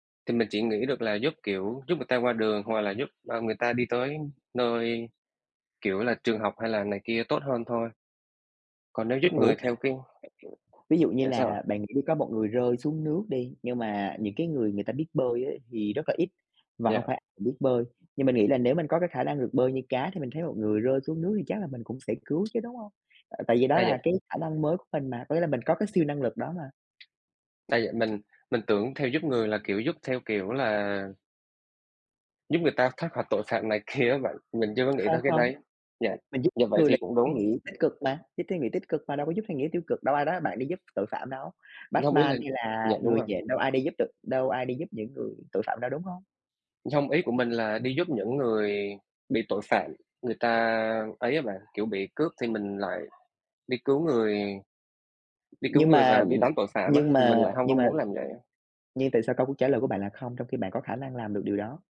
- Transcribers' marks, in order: other background noise; tapping; laughing while speaking: "kia"
- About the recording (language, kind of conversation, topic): Vietnamese, unstructured, Bạn muốn có khả năng bay như chim hay bơi như cá?